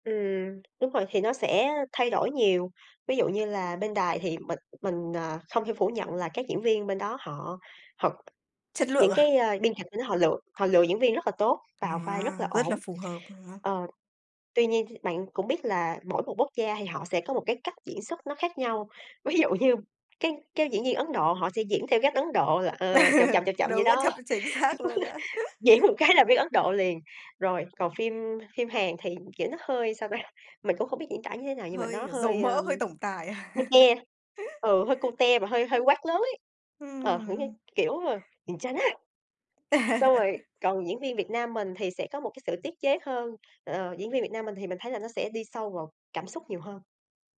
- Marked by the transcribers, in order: tapping; unintelligible speech; laughing while speaking: "Ví dụ như"; laugh; laughing while speaking: "xác"; laugh; laughing while speaking: "cái"; other background noise; in English: "cute"; laugh; in English: "cute"; in Korean: "kìn chà ná"; "kiểu, ờ: gwenchana" said as "kìn chà ná"; laugh
- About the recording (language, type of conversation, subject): Vietnamese, podcast, Bạn nghĩ sao về xu hướng làm lại các phim cũ dạo gần đây?